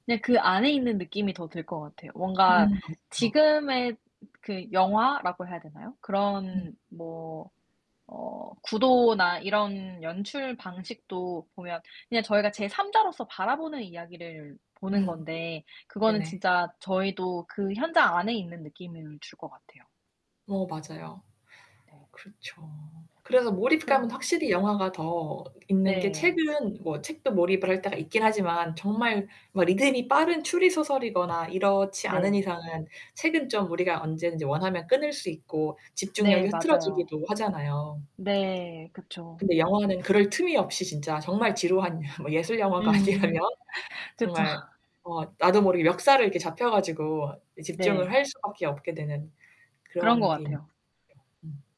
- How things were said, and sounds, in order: distorted speech; other background noise; tapping; laugh; laughing while speaking: "아니라면"; laughing while speaking: "그쵸"
- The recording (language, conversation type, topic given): Korean, unstructured, 책과 영화 중 어떤 매체로 이야기를 즐기시나요?
- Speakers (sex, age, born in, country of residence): female, 25-29, South Korea, United States; female, 35-39, South Korea, Sweden